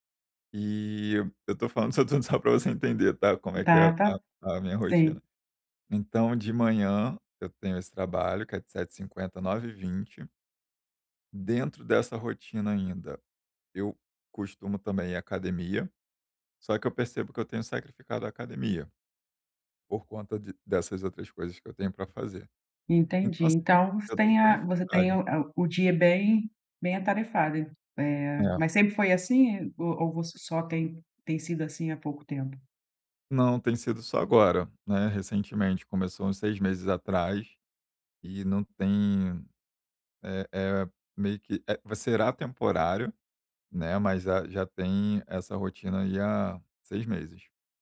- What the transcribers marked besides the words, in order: laughing while speaking: "isso tudo"; tapping
- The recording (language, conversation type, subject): Portuguese, advice, Como posso criar uma rotina de lazer de que eu goste?